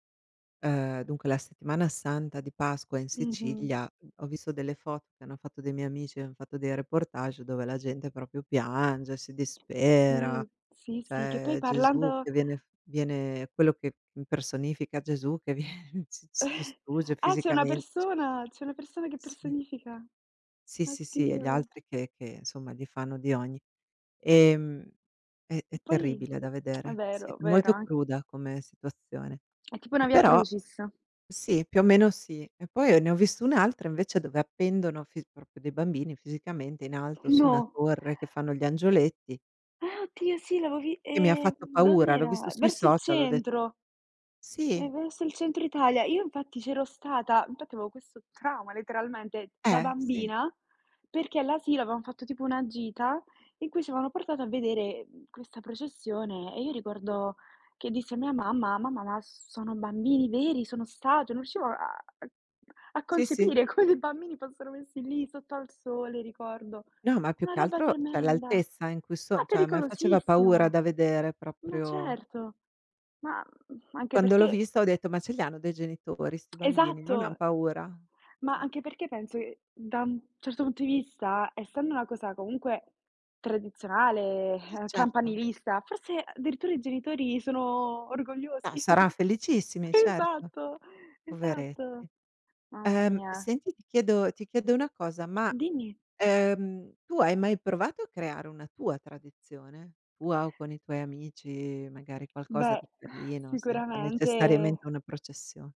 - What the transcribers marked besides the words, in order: other background noise; "proprio" said as "propio"; laughing while speaking: "viene"; chuckle; lip smack; tapping; "proprio" said as "propio"; "cioè" said as "ceh"; "cioè" said as "ceh"; chuckle
- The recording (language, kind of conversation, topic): Italian, unstructured, Qual è l’importanza delle tradizioni per te?